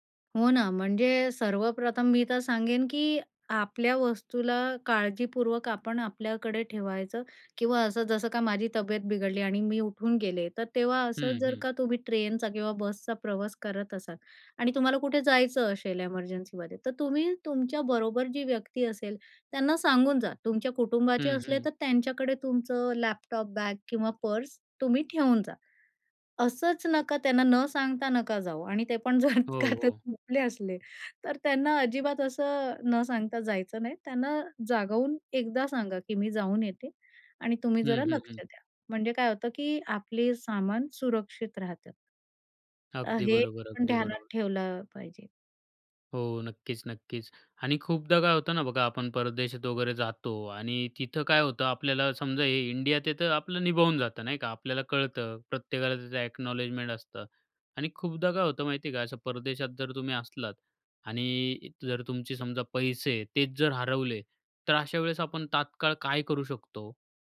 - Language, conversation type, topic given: Marathi, podcast, प्रवासात पैसे किंवा कार्ड हरवल्यास काय करावे?
- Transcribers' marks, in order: tapping; laughing while speaking: "ते पण जर का झोपले ते असले, तर त्यांना"; in English: "ॲक्नॉलेजमेंट"